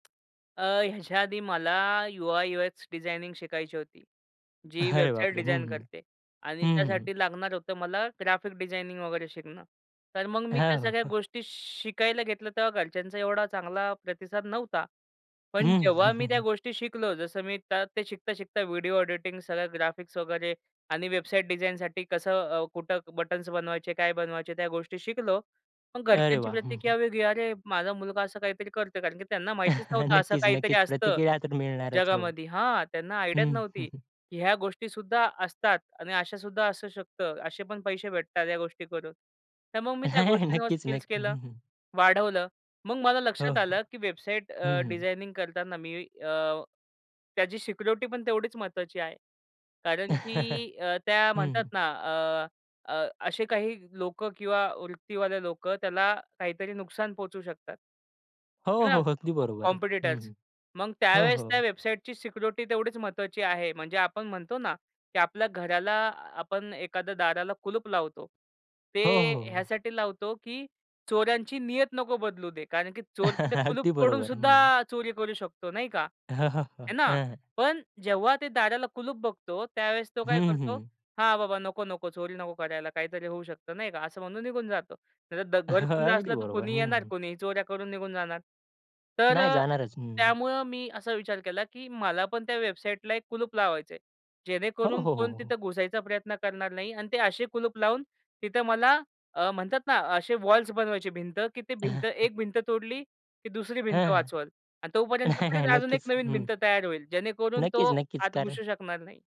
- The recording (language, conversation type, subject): Marathi, podcast, भविष्यात तुला काय नवीन शिकायचं आहे आणि त्यामागचं कारण काय आहे?
- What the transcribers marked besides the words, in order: tapping; laughing while speaking: "अरे बापरे!"; laughing while speaking: "हं, हं, हं, हं"; chuckle; in English: "आयडियाच"; chuckle; chuckle; laughing while speaking: "हो, अगदी बरोबर आहे"; in English: "कॉम्पिटिटर्स"; chuckle; laughing while speaking: "अगदी बरोबर"; chuckle; chuckle; in English: "वॉल्स"; chuckle; laughing while speaking: "नाही, नाही"; other background noise